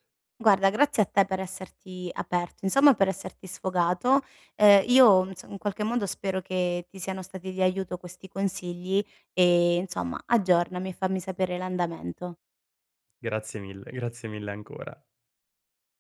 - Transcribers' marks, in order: none
- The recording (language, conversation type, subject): Italian, advice, Come posso mantenere una concentrazione costante durante le sessioni di lavoro pianificate?